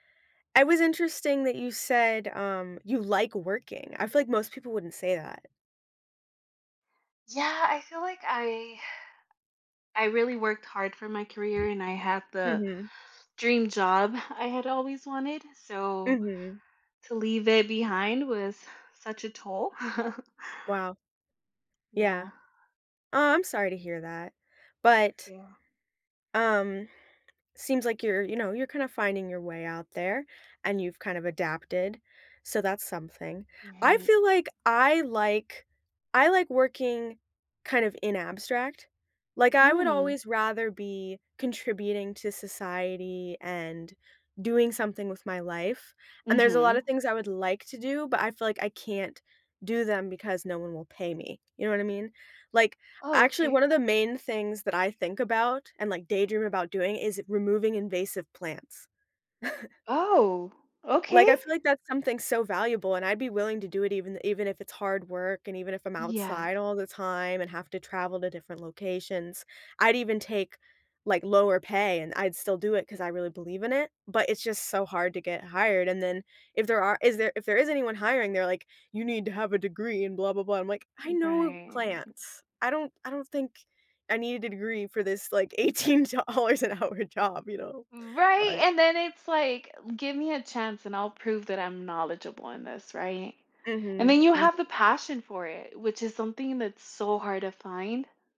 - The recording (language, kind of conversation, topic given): English, unstructured, Do you prefer working from home or working in an office?
- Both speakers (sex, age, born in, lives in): female, 30-34, Mexico, United States; female, 30-34, United States, United States
- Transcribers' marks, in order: other background noise; chuckle; chuckle; put-on voice: "You need to have a degree, and blah blah blah"; drawn out: "right"; laughing while speaking: "eighteen dollars an hour job"